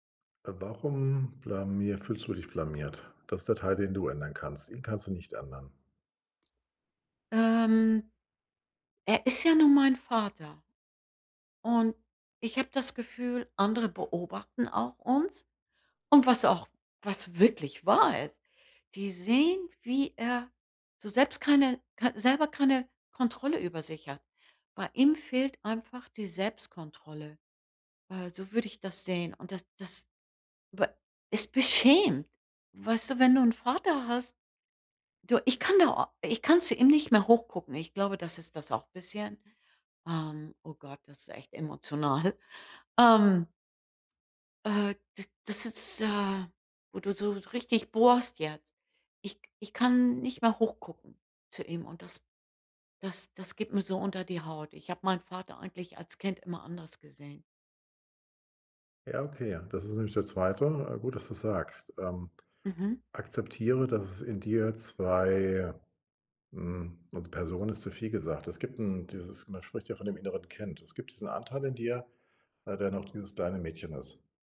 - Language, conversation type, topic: German, advice, Welche schnellen Beruhigungsstrategien helfen bei emotionaler Überflutung?
- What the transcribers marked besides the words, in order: none